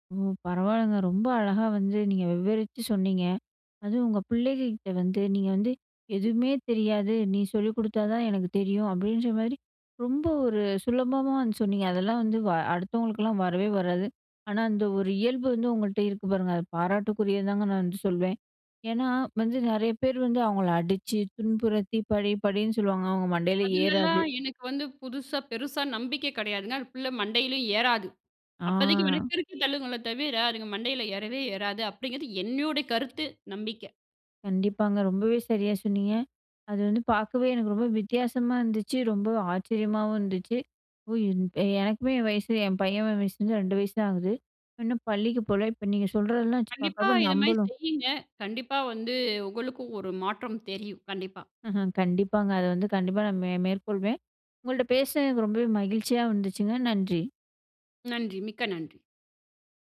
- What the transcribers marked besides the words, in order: horn
- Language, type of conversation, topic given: Tamil, podcast, பிள்ளைகளின் வீட்டுப்பாடத்தைச் செய்ய உதவும்போது நீங்கள் எந்த அணுகுமுறையைப் பின்பற்றுகிறீர்கள்?